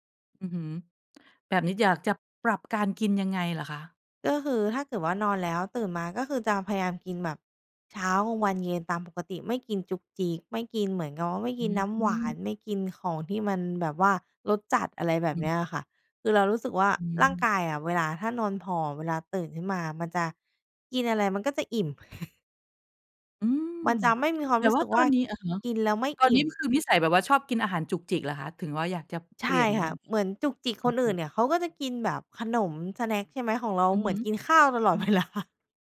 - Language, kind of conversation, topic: Thai, podcast, คุณควรเริ่มปรับสุขภาพของตัวเองจากจุดไหนก่อนดี?
- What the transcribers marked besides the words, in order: chuckle; laughing while speaking: "เวลา"